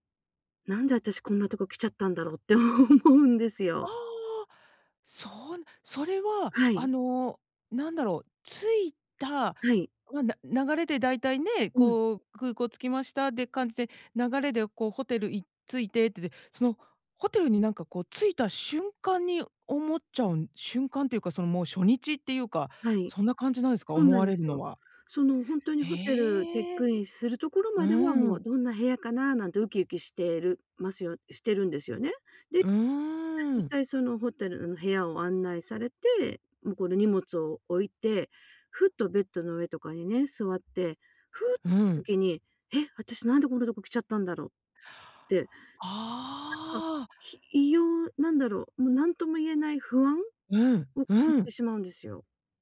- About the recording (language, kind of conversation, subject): Japanese, advice, 知らない場所で不安を感じたとき、どうすれば落ち着けますか？
- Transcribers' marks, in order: laughing while speaking: "思うんですよ"; unintelligible speech